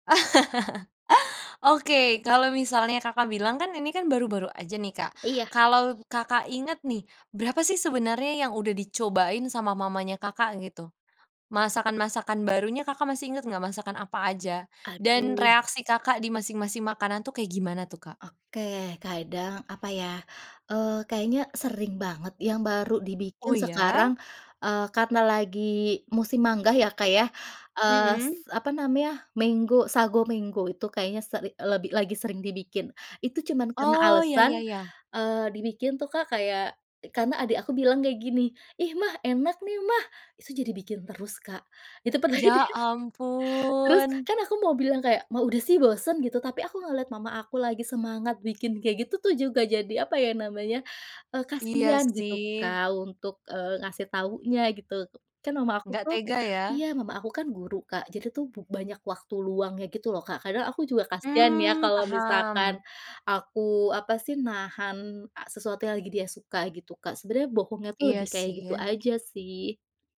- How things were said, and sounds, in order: chuckle; laughing while speaking: "re dia"; other background noise
- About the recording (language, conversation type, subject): Indonesian, podcast, Apa pendapatmu tentang kebohongan demi kebaikan dalam keluarga?
- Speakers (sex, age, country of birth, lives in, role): female, 20-24, Indonesia, Indonesia, host; female, 35-39, Indonesia, Indonesia, guest